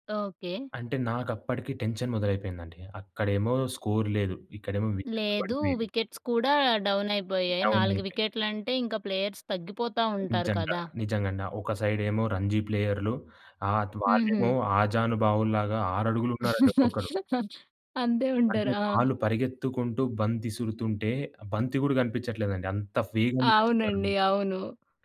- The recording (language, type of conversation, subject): Telugu, podcast, కష్ట సమయంలో మీ గురువు ఇచ్చిన సలహాల్లో మీకు ప్రత్యేకంగా గుర్తుండిపోయింది ఏది?
- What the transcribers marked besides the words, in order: in English: "టెన్షన్"; in English: "స్కోర్"; in English: "వికెట్స్"; in English: "డౌన్"; in English: "డౌన్"; in English: "ప్లేయర్స్"; in English: "రంజీ"; laugh; other background noise; "వేగంగా" said as "ఫీగంగా"; tapping